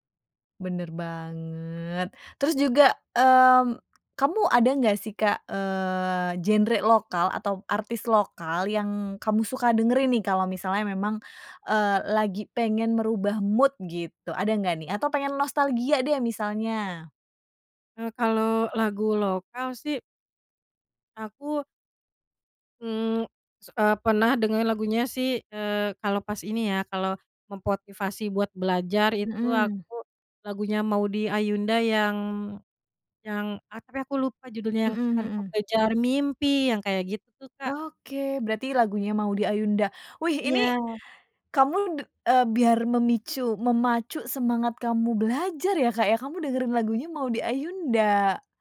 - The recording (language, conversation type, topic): Indonesian, podcast, Bagaimana perubahan suasana hatimu memengaruhi musik yang kamu dengarkan?
- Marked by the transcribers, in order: in English: "mood"; tapping; singing: "Akan ku kejar mimpi"